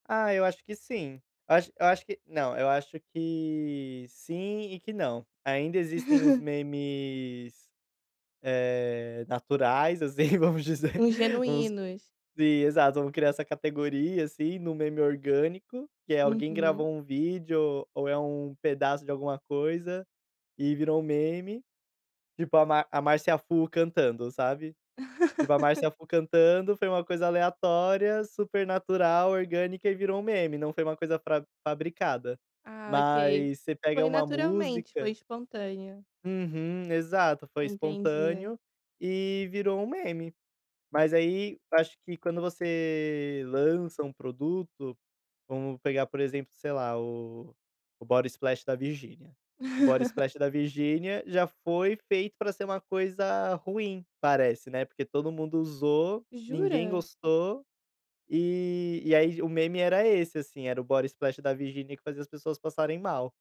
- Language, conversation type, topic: Portuguese, podcast, Como os memes influenciam a cultura pop hoje?
- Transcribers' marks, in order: tapping; chuckle; laughing while speaking: "assim, vamos dizer"; chuckle; in English: "Body Splash"; in English: "Body Splash"; chuckle